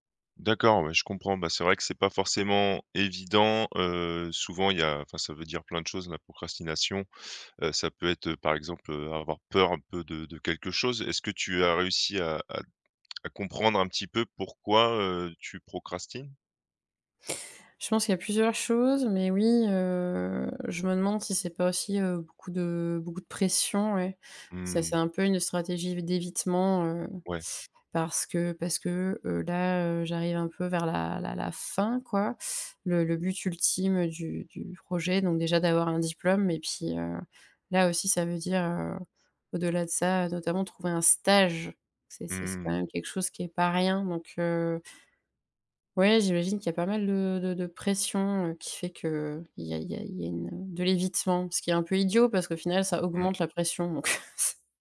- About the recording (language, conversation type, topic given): French, advice, Comment la procrastination vous empêche-t-elle d’avancer vers votre but ?
- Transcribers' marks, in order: stressed: "stage"; chuckle